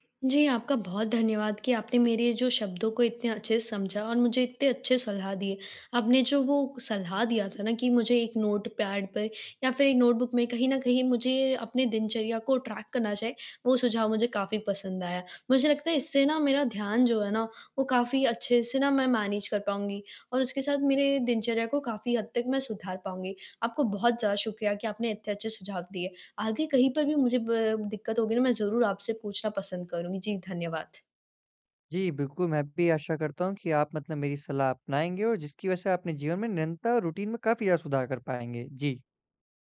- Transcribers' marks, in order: in English: "नोटपैड"; in English: "नोटबुक"; in English: "ट्रैक"; in English: "मैनेज"; in English: "रूटीन"
- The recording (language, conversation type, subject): Hindi, advice, मैं अपनी दिनचर्या में निरंतरता कैसे बनाए रख सकता/सकती हूँ?